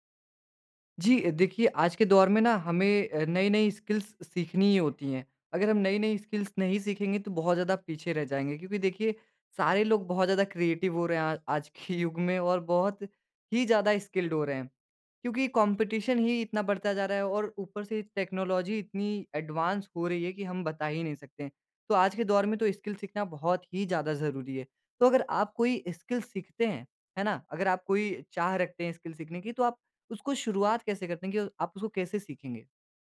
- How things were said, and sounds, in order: in English: "स्किल्स"; in English: "स्किल्स"; in English: "क्रिएटिव"; in English: "स्किल्ड"; in English: "कॉम्पिटिशन"; in English: "टेक्नोलॉजी"; in English: "एडवांस"; in English: "स्किल"; in English: "स्किल"; in English: "स्किल"
- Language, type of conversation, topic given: Hindi, podcast, आप कोई नया कौशल सीखना कैसे शुरू करते हैं?